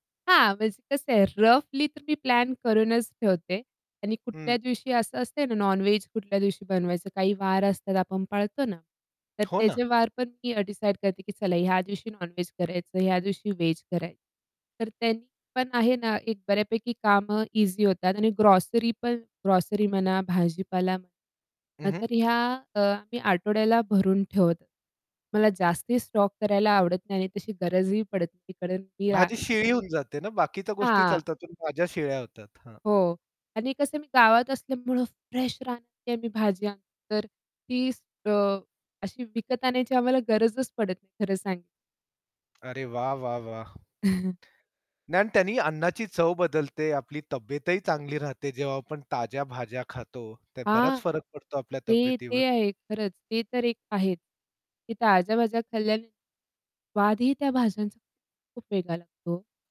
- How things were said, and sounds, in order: in English: "रफली"; distorted speech; in English: "ग्रोसरी"; other background noise; in English: "ग्रोसरी"; tapping; mechanical hum; static; chuckle
- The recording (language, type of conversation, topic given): Marathi, podcast, तुमच्या घरात सकाळची दिनचर्या कशी असते?